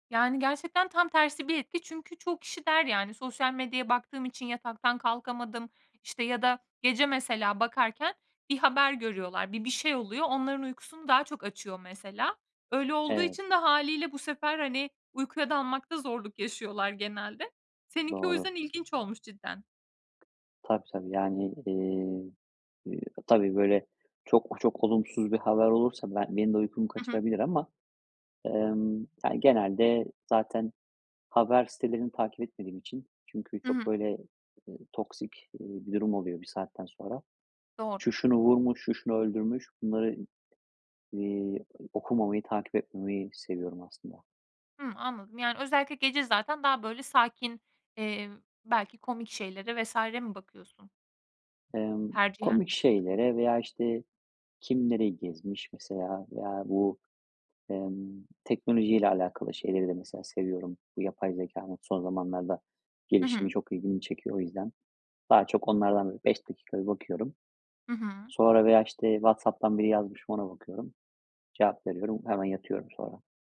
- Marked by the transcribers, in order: other background noise
- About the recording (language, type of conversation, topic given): Turkish, podcast, Uyku düzeninin zihinsel sağlığa etkileri nelerdir?